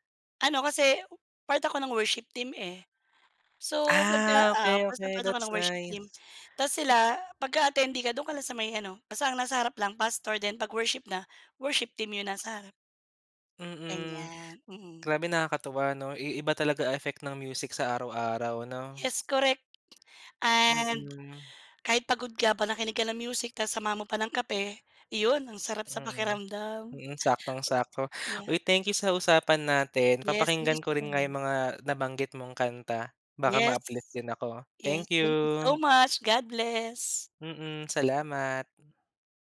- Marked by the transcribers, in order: in English: "present part"; other background noise; tapping
- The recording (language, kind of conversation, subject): Filipino, unstructured, Paano nakaaapekto sa iyo ang musika sa araw-araw?